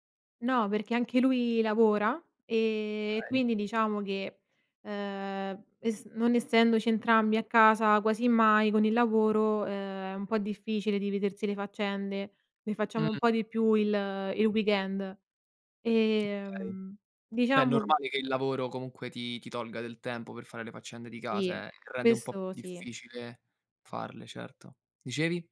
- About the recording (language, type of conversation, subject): Italian, podcast, Come dividete i compiti domestici con le persone con cui vivete?
- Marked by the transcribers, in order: "Okay" said as "kay"; in English: "weekend"